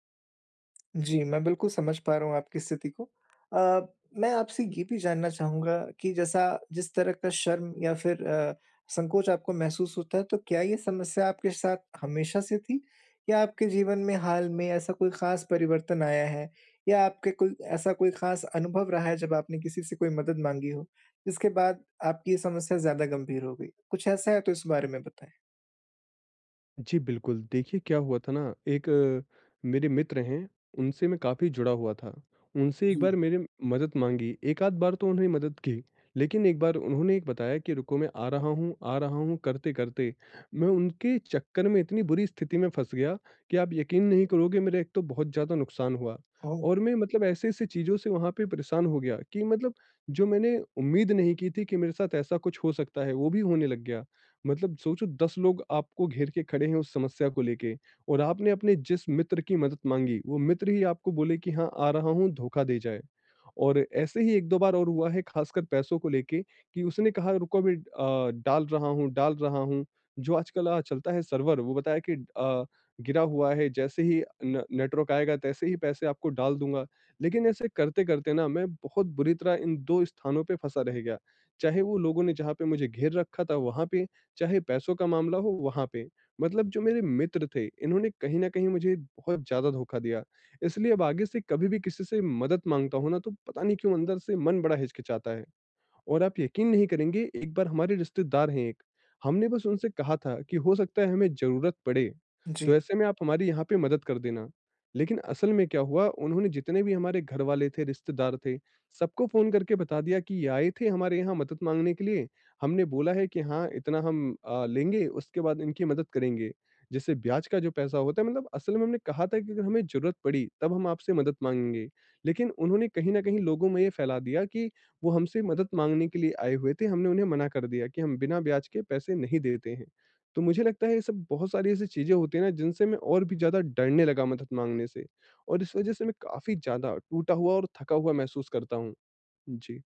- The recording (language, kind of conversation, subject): Hindi, advice, मदद कब चाहिए: संकेत और सीमाएँ
- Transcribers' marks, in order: none